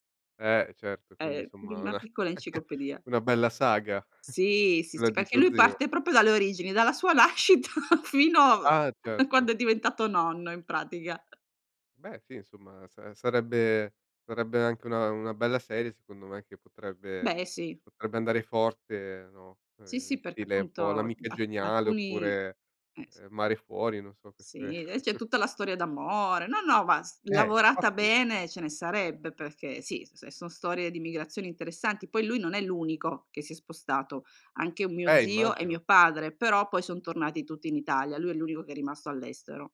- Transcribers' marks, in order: chuckle; laughing while speaking: "nascita"; laughing while speaking: "a quando"; other background noise; chuckle
- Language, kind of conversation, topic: Italian, podcast, Come si tramandano nella tua famiglia i ricordi della migrazione?